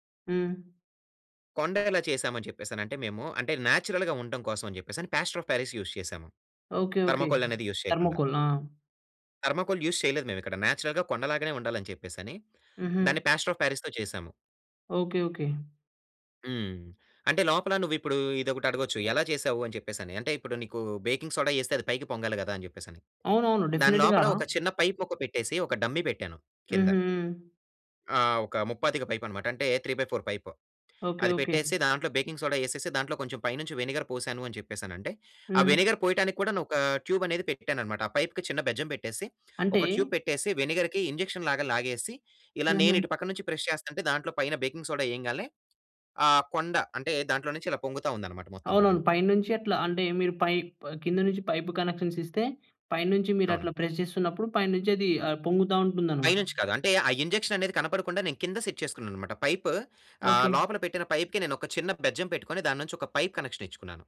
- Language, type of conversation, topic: Telugu, podcast, మీకు అత్యంత నచ్చిన ప్రాజెక్ట్ గురించి వివరించగలరా?
- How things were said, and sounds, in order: in English: "నేచురల్‌గా"; in English: "ప్లాస్టర్ ఆఫ్ పారిస్ యూస్"; other background noise; in English: "యూజ్"; in English: "థర్మాకోల్ యూస్"; in English: "నేచురల్‌గా"; in English: "ప్లాస్టర్ ఆఫ్ పారిస్‌తో"; in English: "బేకింగ్ సోడా"; in English: "డెఫినెట్‌గా"; in English: "పైప్"; in English: "డమ్మీ"; in English: "పైప్"; in English: "త్రీ బై ఫోర్ పైప్"; in English: "బేకింగ్ సోడా"; in English: "ట్యూబ్"; in English: "పైప్‌కి"; in English: "ట్యూబ్"; in English: "ప్రెస్"; in English: "బేకింగ్ సోడా"; in English: "పైప్"; in English: "పైప్ కనెక్షన్స్"; in English: "ప్రెస్"; in English: "సెట్"; in English: "పైప్"; in English: "పైప్‌కి"; in English: "పైప్ కనెక్షన్"